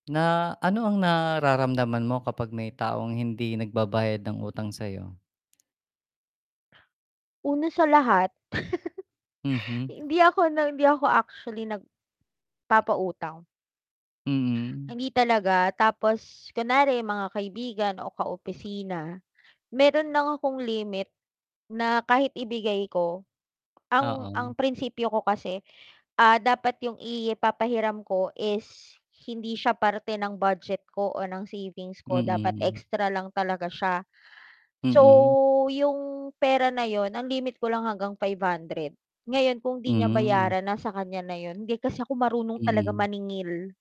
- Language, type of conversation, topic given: Filipino, unstructured, Ano ang nararamdaman mo kapag may taong hindi nagbabayad ng utang sa iyo?
- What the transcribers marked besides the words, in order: tapping; mechanical hum; static; laugh; other background noise